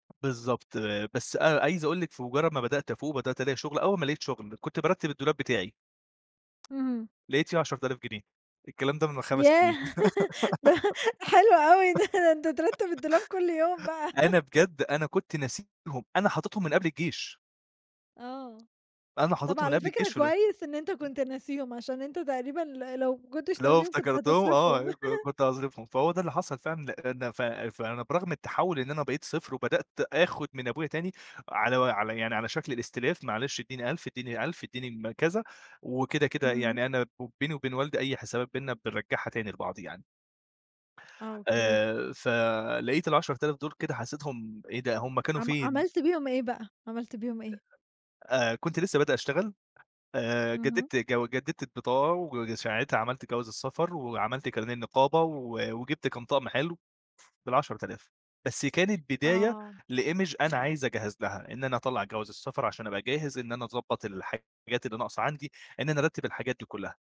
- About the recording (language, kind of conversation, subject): Arabic, podcast, إزاي قدرت توازن مصاريفك وإنت بتغيّر في حياتك؟
- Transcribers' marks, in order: tapping; laugh; laughing while speaking: "ده ده حلو أوي ده، ده أنت ترتّب الدولاب كل يوم بقى"; giggle; laugh; other background noise; laugh; other noise; in English: "لimage"